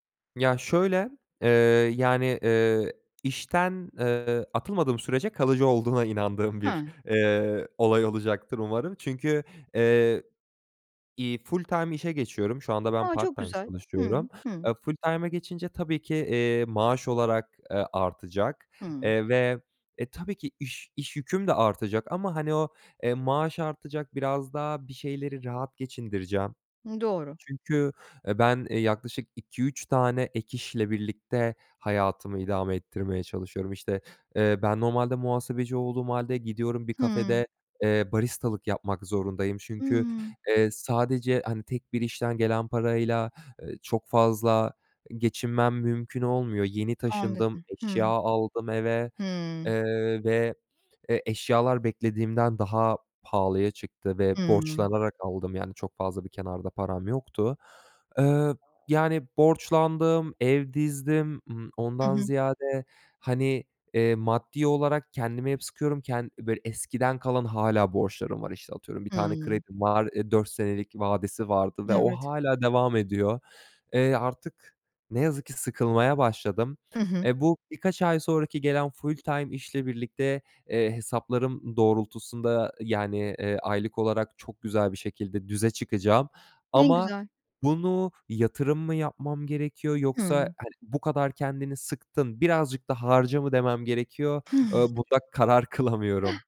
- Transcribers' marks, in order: other background noise; background speech; giggle
- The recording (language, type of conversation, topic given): Turkish, advice, Finansal durumunuz değiştiğinde harcamalarınızı ve gelecek planlarınızı nasıl yeniden düzenlemelisiniz?